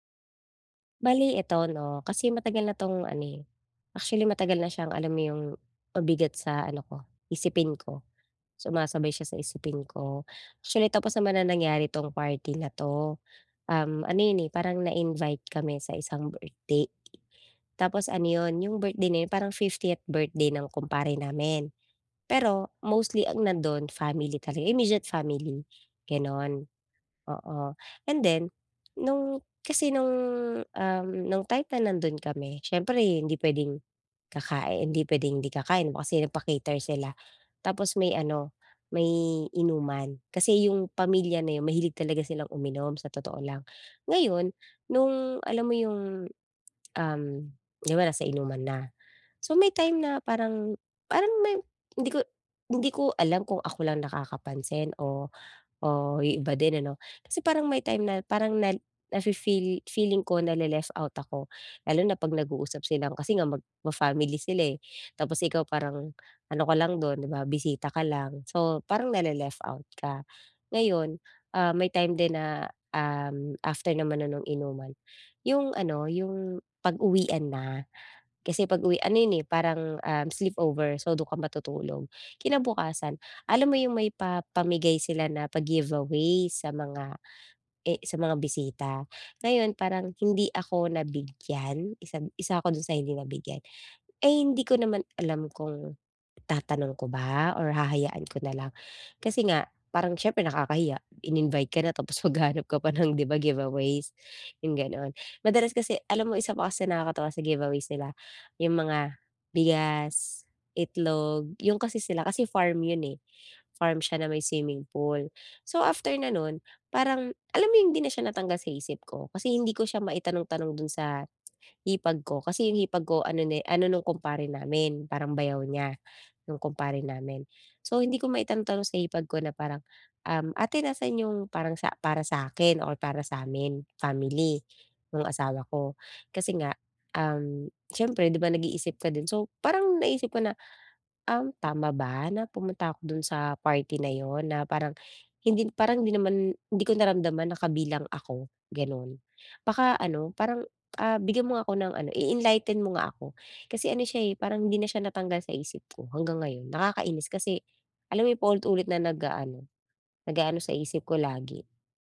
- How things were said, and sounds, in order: tapping; other background noise
- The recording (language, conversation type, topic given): Filipino, advice, Bakit lagi akong pakiramdam na hindi ako kabilang kapag nasa mga salu-salo?